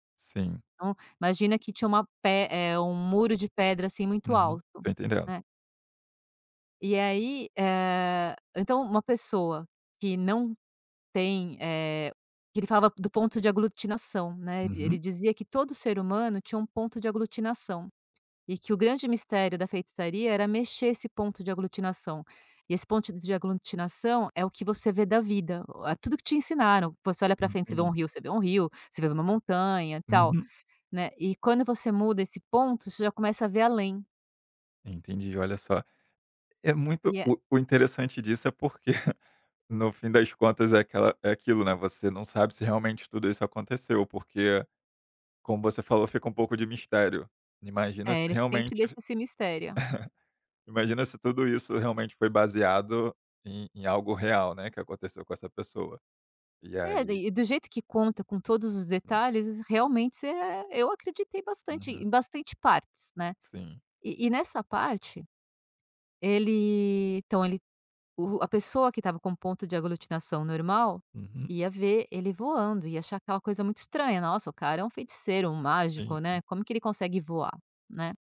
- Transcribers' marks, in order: laughing while speaking: "porque"; chuckle
- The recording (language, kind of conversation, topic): Portuguese, podcast, Qual personagem de livro mais te marcou e por quê?